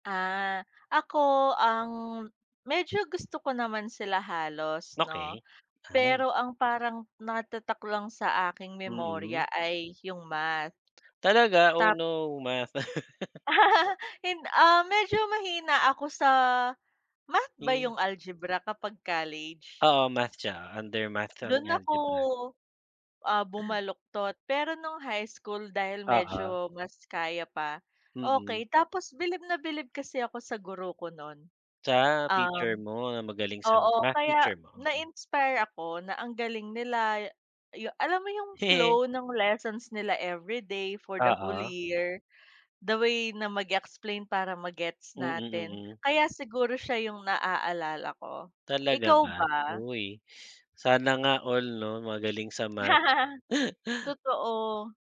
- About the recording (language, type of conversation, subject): Filipino, unstructured, Ano ang paborito mong asignatura at bakit?
- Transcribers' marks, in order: fan; laugh; laugh; laugh; chuckle